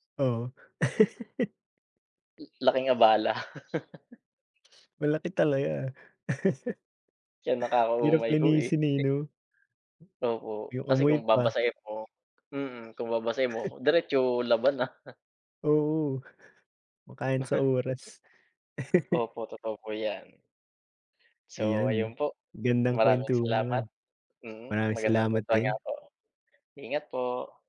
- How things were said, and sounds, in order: chuckle; chuckle; laugh; laugh
- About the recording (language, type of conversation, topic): Filipino, unstructured, Paano mo inilalarawan ang isang mabuting kapitbahay?